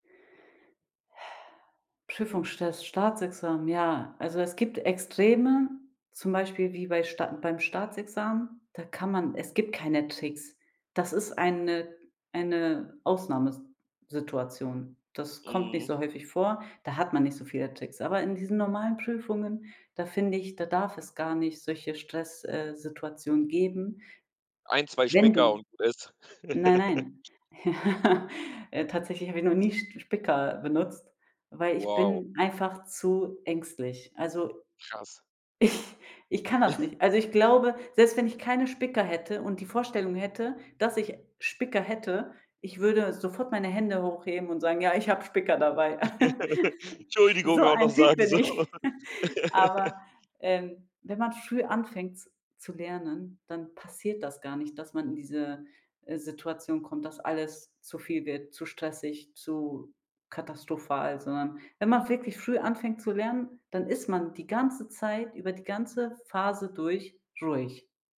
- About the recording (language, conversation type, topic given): German, podcast, Wie motivierst du dich beim Lernen, ganz ehrlich?
- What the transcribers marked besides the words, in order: laughing while speaking: "Ja"; laugh; laughing while speaking: "ich"; chuckle; laugh; laughing while speaking: "'Tschuldigung auch noch sagen, so"; laugh; giggle; laugh